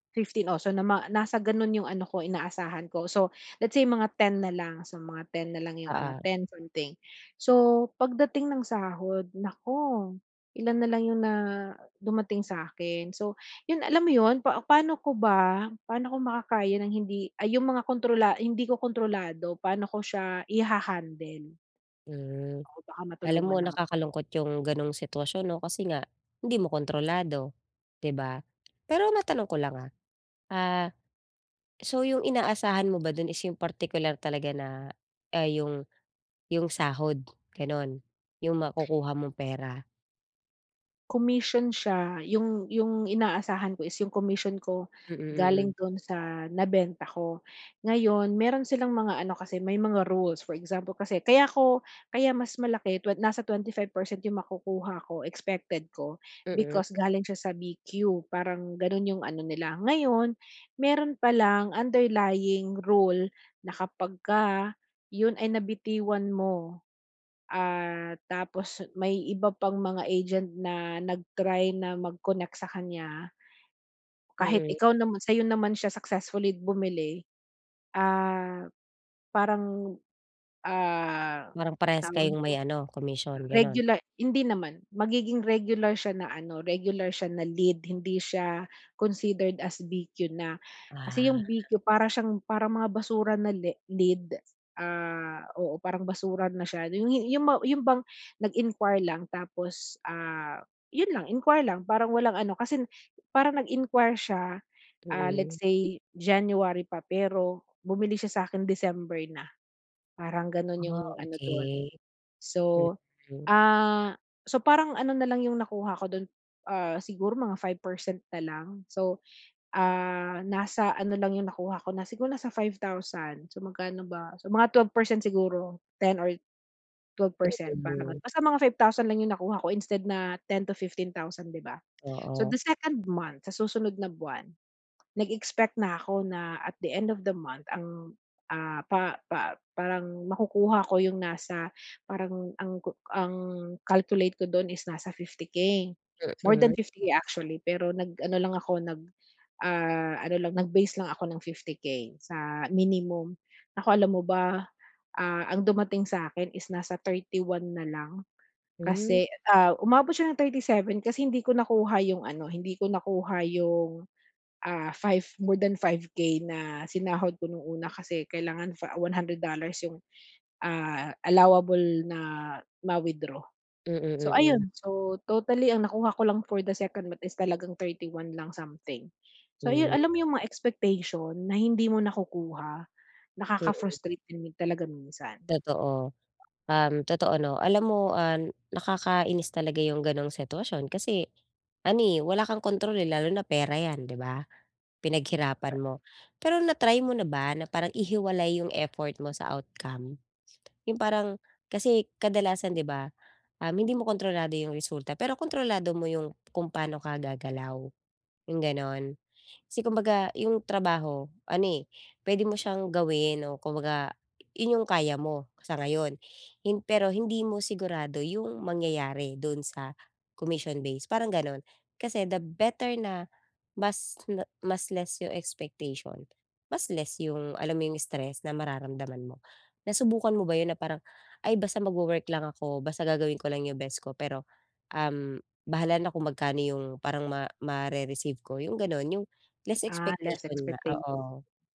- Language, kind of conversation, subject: Filipino, advice, Paano ko mapapalaya ang sarili ko mula sa mga inaasahan at matututong tanggapin na hindi ko kontrolado ang resulta?
- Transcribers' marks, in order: other background noise; tapping